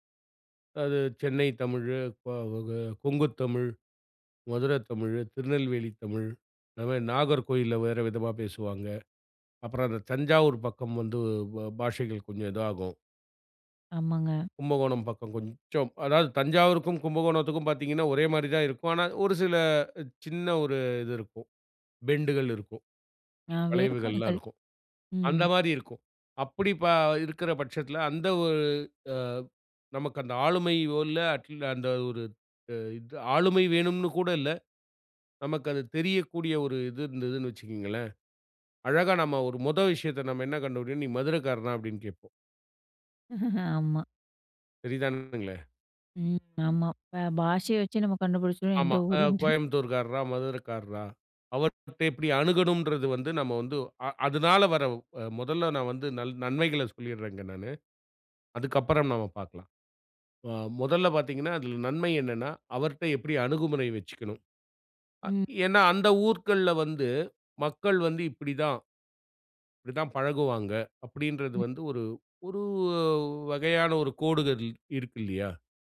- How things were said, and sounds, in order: snort; other noise
- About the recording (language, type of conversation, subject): Tamil, podcast, மொழி உங்கள் தனிச்சமுதாயத்தை எப்படிக் கட்டமைக்கிறது?